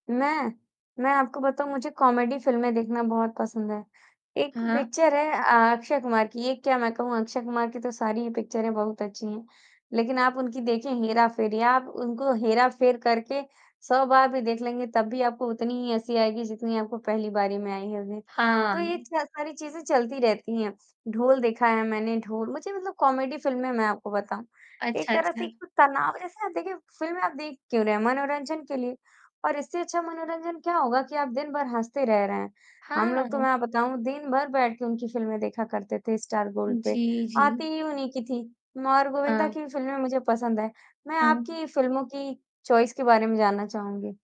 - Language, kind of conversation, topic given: Hindi, unstructured, आपको क्या लगता है कि फिल्में हमारे समाज को कैसे प्रभावित करती हैं?
- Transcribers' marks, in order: in English: "कॉमेडी"; in English: "कॉमेडी"; in English: "चॉइस"